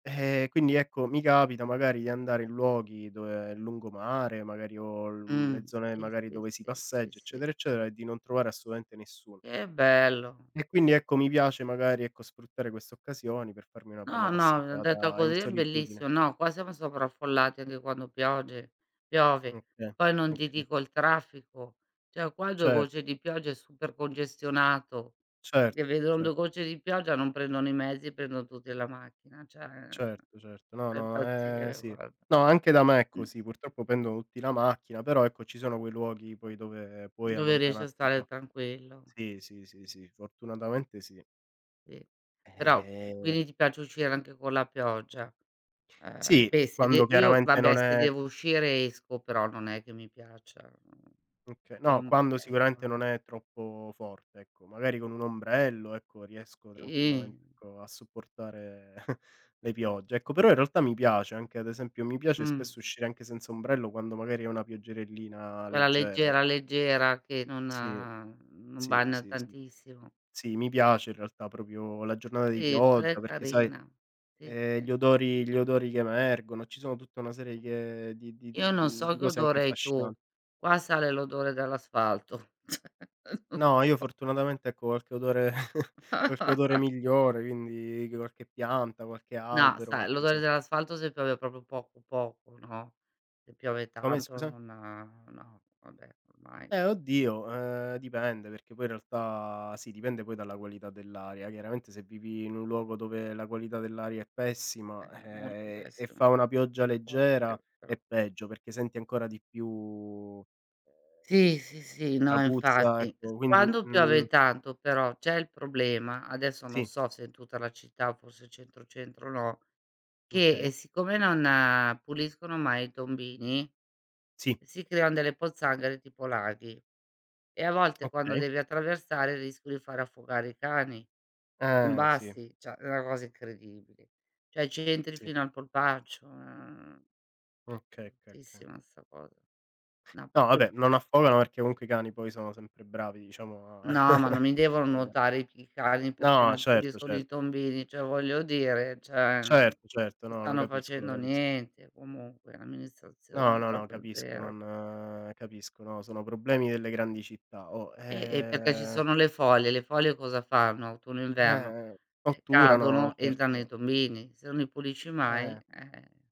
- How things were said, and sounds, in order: "cioè" said as "ceh"; drawn out: "Eh"; chuckle; swallow; "proprio" said as "propio"; chuckle; laughing while speaking: "non so"; chuckle; scoff; "insomma" said as "nsomma"; "proprio" said as "propio"; unintelligible speech; tsk; "cioè" said as "ceh"; "Cioè" said as "ceh"; unintelligible speech; giggle; "cioè" said as "ceh"; "cioè" said as "ceh"
- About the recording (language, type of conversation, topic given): Italian, unstructured, Preferisci una giornata di pioggia o una di sole?